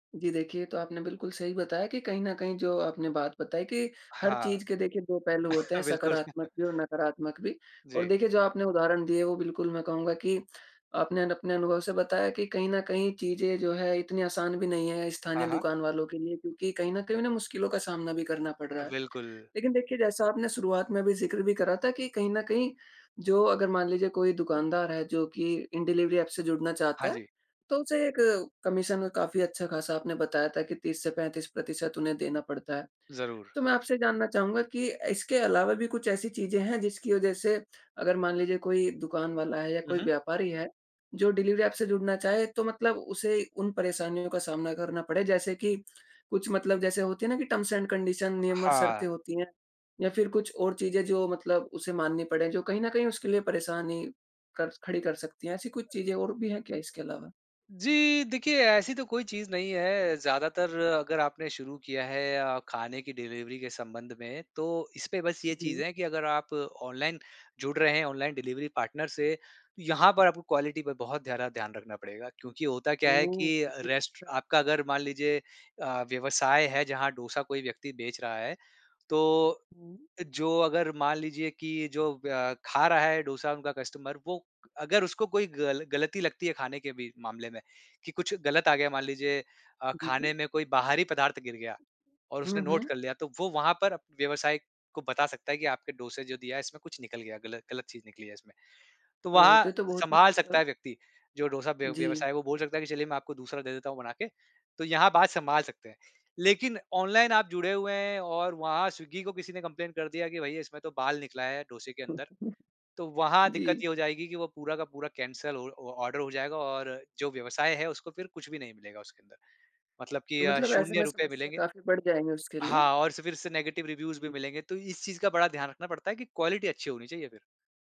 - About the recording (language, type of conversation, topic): Hindi, podcast, डिलीवरी ऐप्स ने स्थानीय दुकानों पर क्या असर डाला है?
- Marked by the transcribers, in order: chuckle; in English: "डिलिवरी एप"; in English: "कमीशन"; in English: "डिलिवरी ऐप"; in English: "टर्म्स एंड कंडीशन"; other noise; in English: "डिलिवरी"; in English: "डिलिवरी पार्टनर"; in English: "क्वालिटी"; in English: "रेस्ट"; in English: "कस्टमर"; in English: "नोट"; in English: "कंप्लेंट"; unintelligible speech; tapping; in English: "कैंसल ऑ ऑर्डर"; in English: "नेगेटिव रिव्यूज़"; in English: "क्वालिटी"